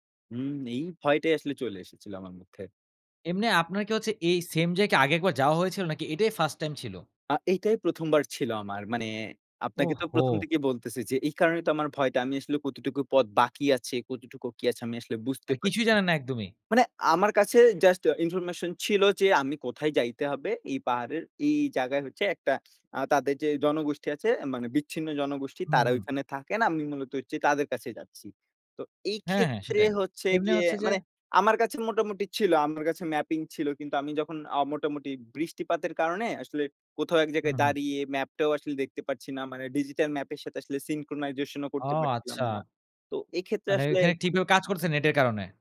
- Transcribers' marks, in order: drawn out: "হুম"; other background noise; in English: "syncronization"; tapping
- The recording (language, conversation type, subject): Bengali, podcast, তোমার জীবনের সবচেয়ে স্মরণীয় সাহসিক অভিযানের গল্প কী?